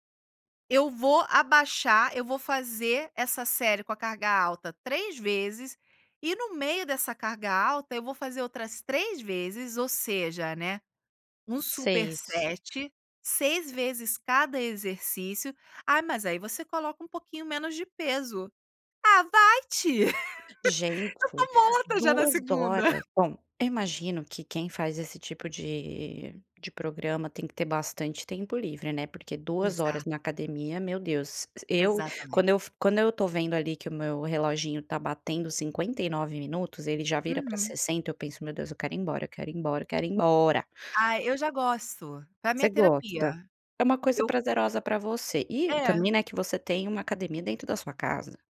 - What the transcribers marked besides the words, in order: in English: "superset"; laugh; chuckle
- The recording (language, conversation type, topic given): Portuguese, podcast, Você pode falar sobre um momento em que tudo fluiu para você?